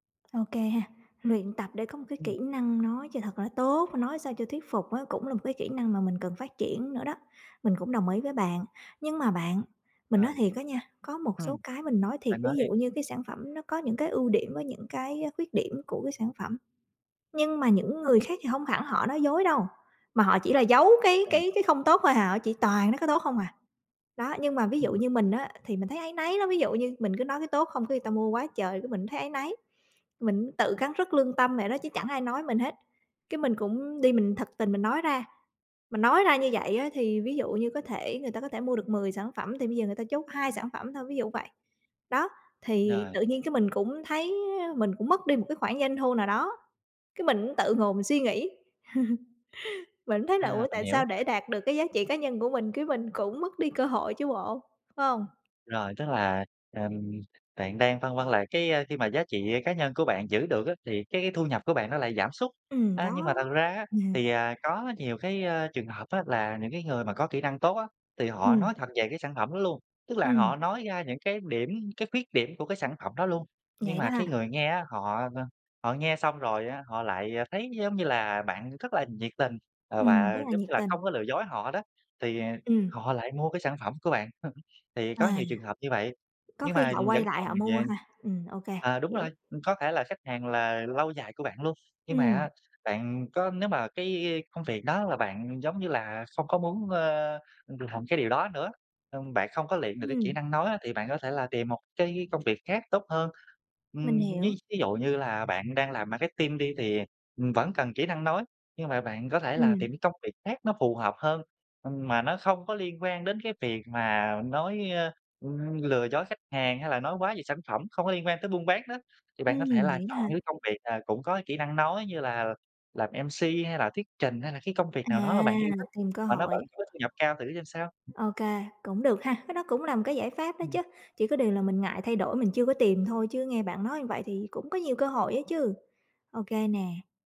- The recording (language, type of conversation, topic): Vietnamese, advice, Làm thế nào để bạn cân bằng giữa giá trị cá nhân và công việc kiếm tiền?
- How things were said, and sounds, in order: tapping; unintelligible speech; laugh; other background noise; laugh; laugh; in English: "M-C"; "như" said as "ừn"